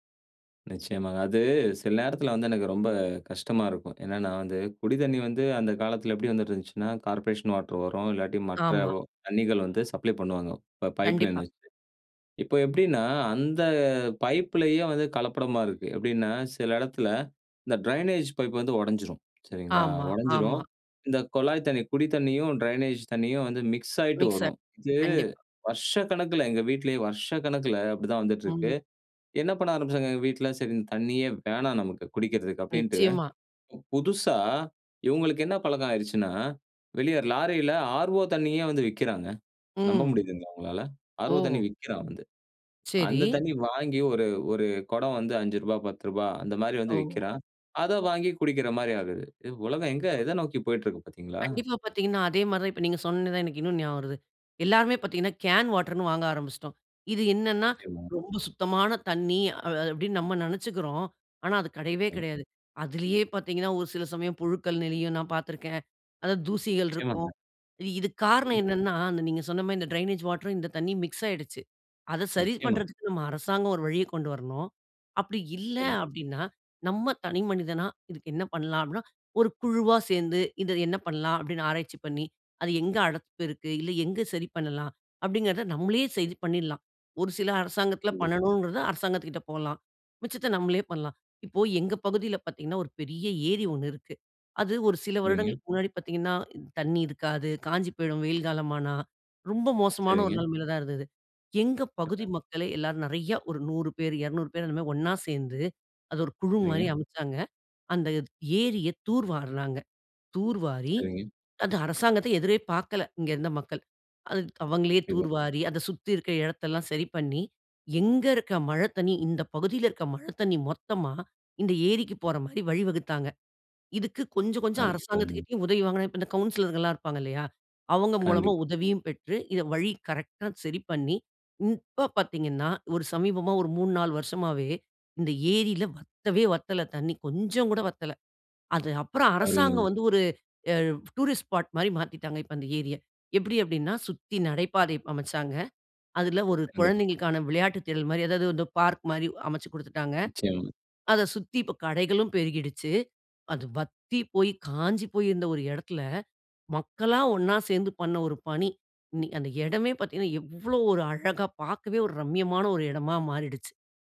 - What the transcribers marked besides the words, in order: in English: "கார்ப்பரேஷன்"; in English: "சப்ளை"; in English: "ட்ரெயினேஜ்"; in English: "ட்ரெயினேஜ்"; other background noise; unintelligible speech; unintelligible speech; unintelligible speech; in English: "டூரிஸ்ட் ஸ்பாட்"
- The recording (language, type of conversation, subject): Tamil, podcast, நாம் எல்லோரும் நீரை எப்படி மிச்சப்படுத்தலாம்?
- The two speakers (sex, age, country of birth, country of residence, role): female, 40-44, India, India, guest; male, 35-39, India, Finland, host